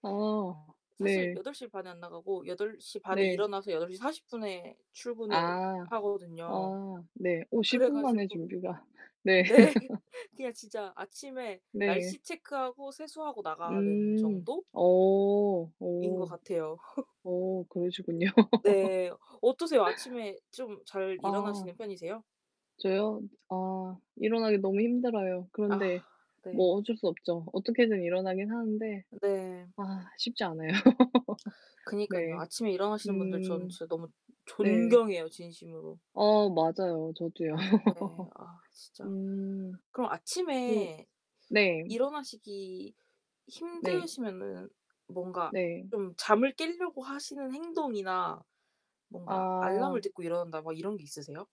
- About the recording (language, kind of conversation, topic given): Korean, unstructured, 아침을 시작할 때 당신만의 특별한 루틴이 있나요?
- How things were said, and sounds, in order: laughing while speaking: "네"; laughing while speaking: "네"; laugh; other background noise; laugh; laughing while speaking: "그러시군요"; laugh; tapping; laughing while speaking: "않아요"; laugh; stressed: "존경해요"; laugh